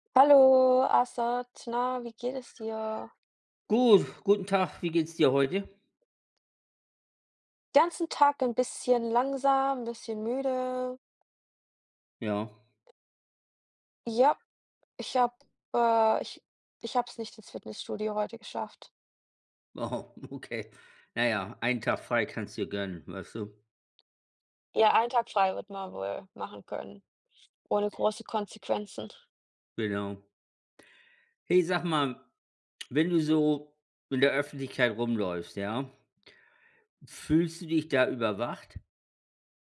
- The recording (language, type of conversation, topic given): German, unstructured, Wie stehst du zur technischen Überwachung?
- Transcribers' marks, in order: laughing while speaking: "Wow"; other background noise